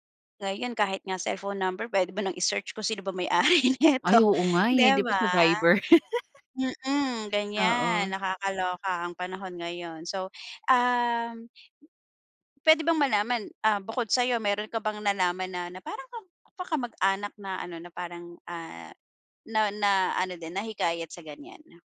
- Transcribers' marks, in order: laughing while speaking: "may-ari"; tapping; laugh
- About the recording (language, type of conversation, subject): Filipino, podcast, Paano mo hinaharap ang mga pagkakataong hindi komportable sa mga pagtitipon para makipagkilala?